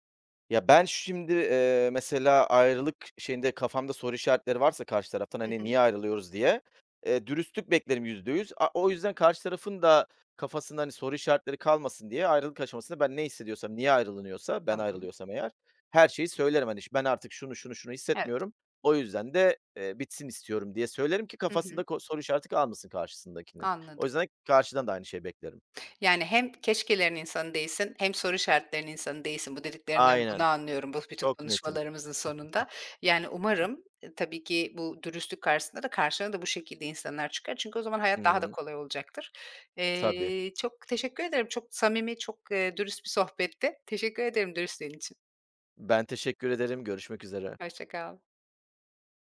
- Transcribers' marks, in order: other background noise; chuckle; tapping
- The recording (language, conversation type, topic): Turkish, podcast, Kibarlık ile dürüstlük arasında nasıl denge kurarsın?